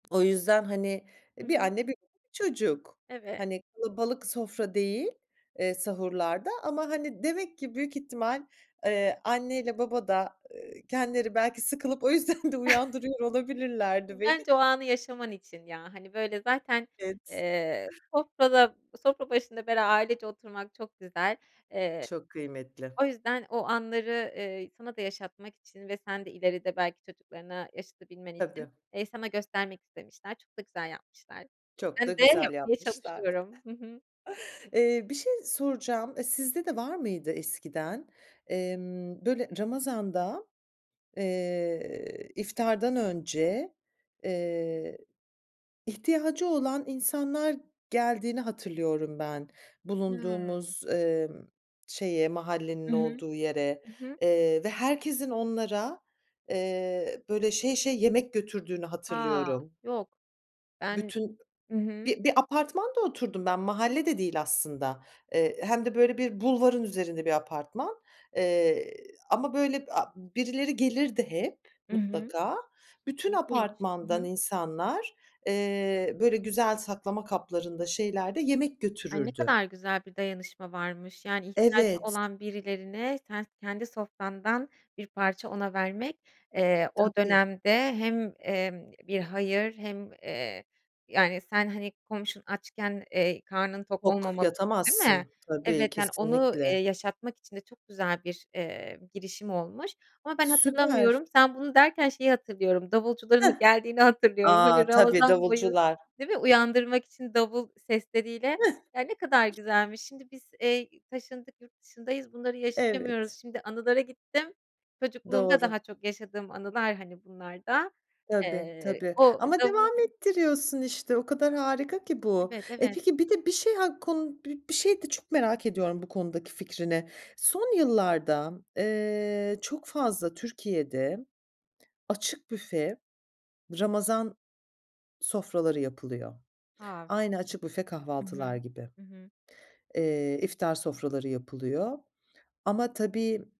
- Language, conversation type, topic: Turkish, podcast, İftar sofrasını nasıl organize edersin?
- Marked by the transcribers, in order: unintelligible speech; laughing while speaking: "o yüzden"; chuckle; other background noise; chuckle; giggle; other noise; tapping